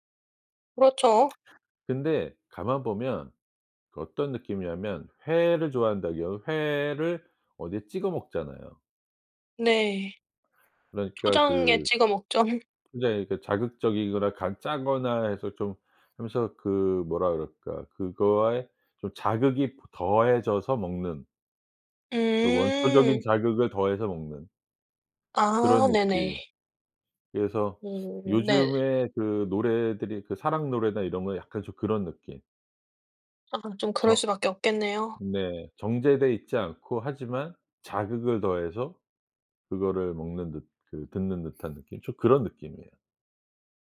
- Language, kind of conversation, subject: Korean, podcast, 어떤 음악을 들으면 옛사랑이 생각나나요?
- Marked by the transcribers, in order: lip smack; laugh